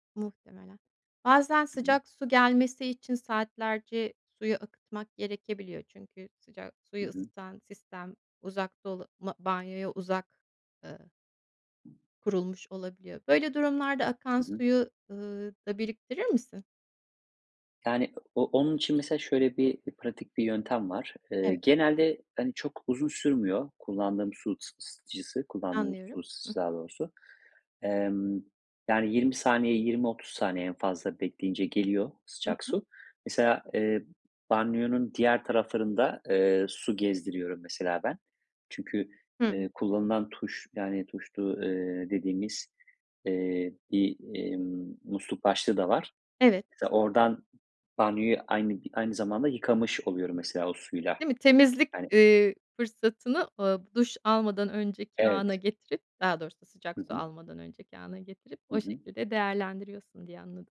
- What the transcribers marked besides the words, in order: tapping
- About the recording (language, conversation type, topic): Turkish, podcast, Su tasarrufu için pratik önerilerin var mı?